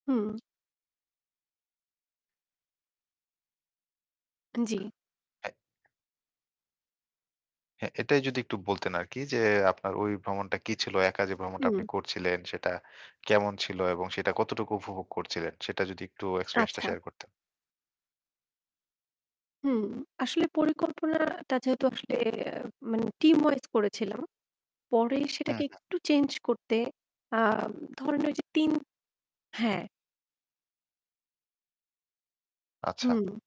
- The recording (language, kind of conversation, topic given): Bengali, podcast, একলা ভ্রমণে নিজের নিরাপত্তা কীভাবে নিশ্চিত করেন?
- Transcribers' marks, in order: distorted speech; in English: "experience"; in English: "team wise"